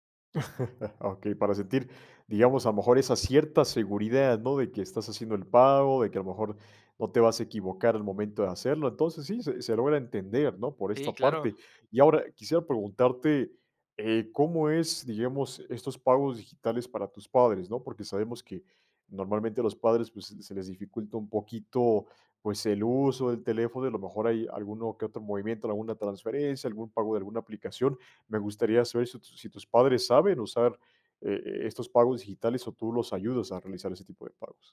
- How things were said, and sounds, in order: laugh; other background noise
- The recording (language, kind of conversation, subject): Spanish, podcast, ¿Qué retos traen los pagos digitales a la vida cotidiana?
- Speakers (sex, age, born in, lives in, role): male, 20-24, Mexico, Mexico, guest; male, 25-29, Mexico, Mexico, host